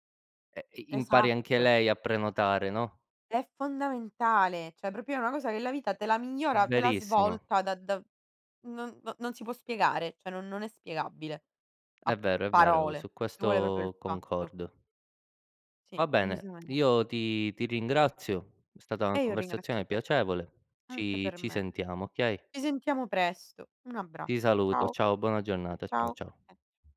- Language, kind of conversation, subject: Italian, unstructured, Hai mai imparato qualcosa che ti ha cambiato la giornata?
- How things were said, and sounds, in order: "cioè" said as "ceh"; "proprio" said as "propio"; "cioè" said as "ceh"; "proprio" said as "propio"; tapping; other background noise